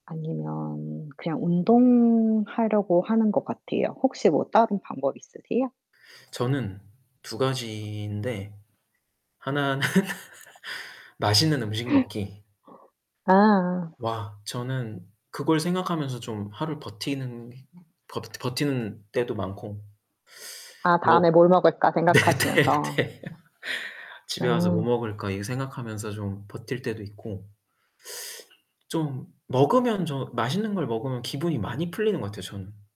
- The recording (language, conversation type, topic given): Korean, unstructured, 스트레스를 효과적으로 해소하는 방법은 무엇인가요?
- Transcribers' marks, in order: tapping; other background noise; gasp; laughing while speaking: "하나는"; laugh; laughing while speaking: "네네네"